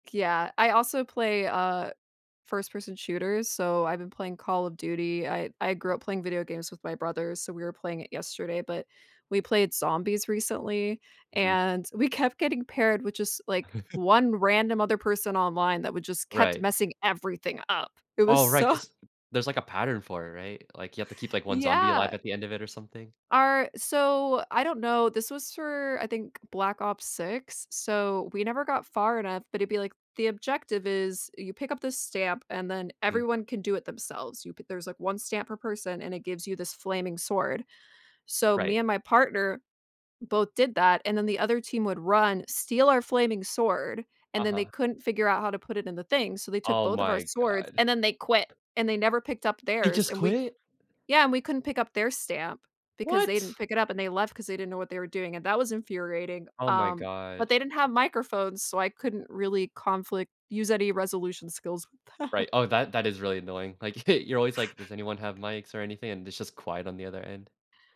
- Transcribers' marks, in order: other noise; chuckle; laughing while speaking: "so"; tapping; surprised: "They just quit?"; other background noise; laughing while speaking: "the"; chuckle
- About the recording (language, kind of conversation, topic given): English, unstructured, How can playing games together help people learn to resolve conflicts better?
- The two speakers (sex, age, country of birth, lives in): female, 35-39, United States, United States; male, 20-24, United States, United States